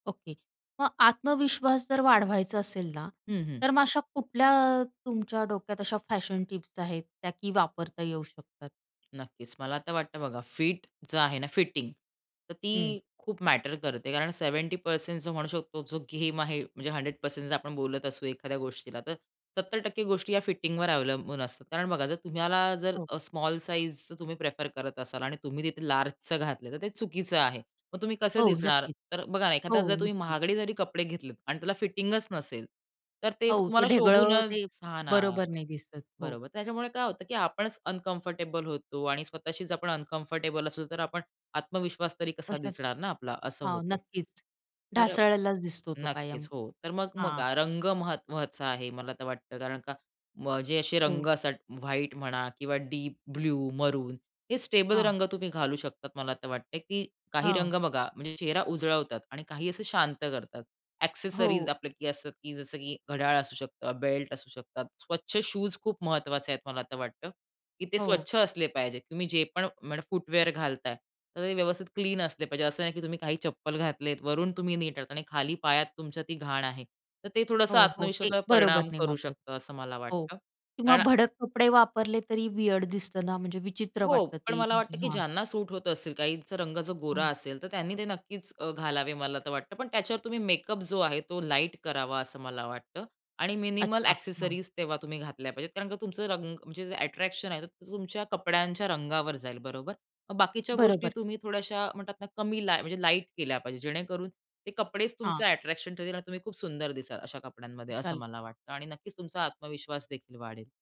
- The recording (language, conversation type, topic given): Marathi, podcast, आत्मविश्वास वाढवण्यासाठी कपड्यांचा उपयोग तुम्ही कसा करता?
- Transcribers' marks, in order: in English: "सेव्हेंटी पर्सेंट"; in English: "हंड्रेड पर्सेंट"; tapping; in English: "अनकम्फर्टेबल"; in English: "अनकम्फर्टेबल"; in English: "ॲक्सेसरीज"; in English: "फूटवेअर"; in English: "व्हीअर्ड"; in English: "ॲक्सेसरीज"; other noise; unintelligible speech